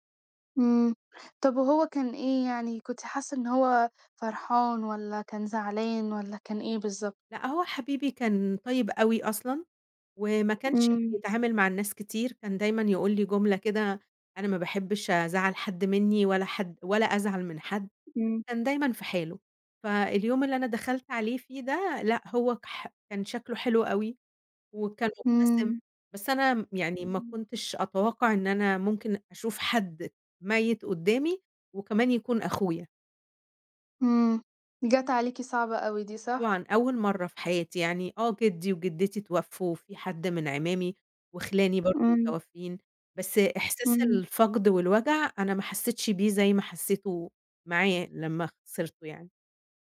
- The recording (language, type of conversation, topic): Arabic, podcast, ممكن تحكي لنا عن ذكرى عائلية عمرك ما هتنساها؟
- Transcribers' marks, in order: none